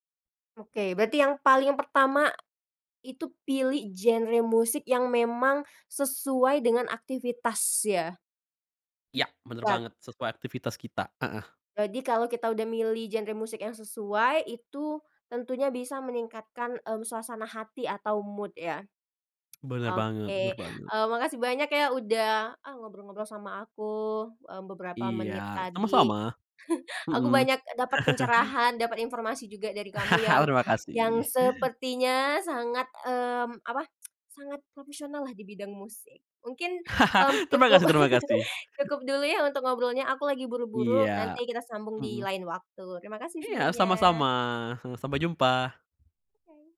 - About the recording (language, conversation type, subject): Indonesian, podcast, Bagaimana musik memengaruhi suasana hatimu sehari-hari?
- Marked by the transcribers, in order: in English: "mood"; tsk; chuckle; chuckle; chuckle; chuckle